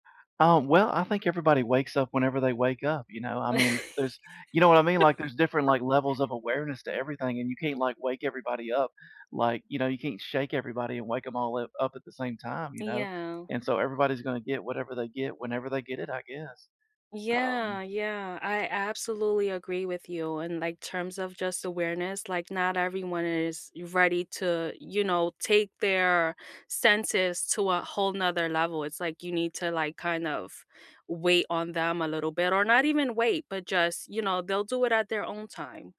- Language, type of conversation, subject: English, unstructured, What is the best way to learn something new?
- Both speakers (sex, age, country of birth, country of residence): female, 30-34, United States, United States; male, 45-49, United States, United States
- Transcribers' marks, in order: laugh